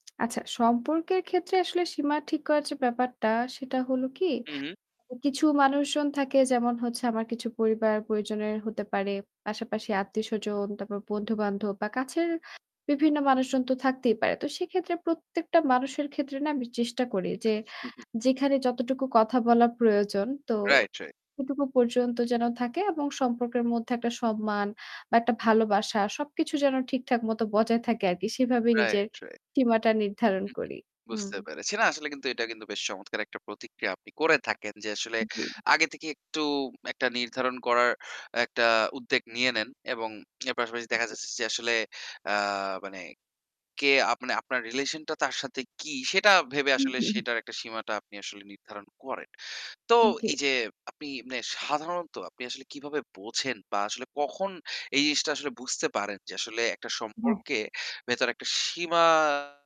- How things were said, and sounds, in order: lip smack; static; tapping; "উদ্যোগ" said as "উদ্যেগ"; distorted speech
- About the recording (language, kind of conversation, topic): Bengali, podcast, সম্পর্কে আপনি কীভাবে নিজের সীমা নির্ধারণ করেন?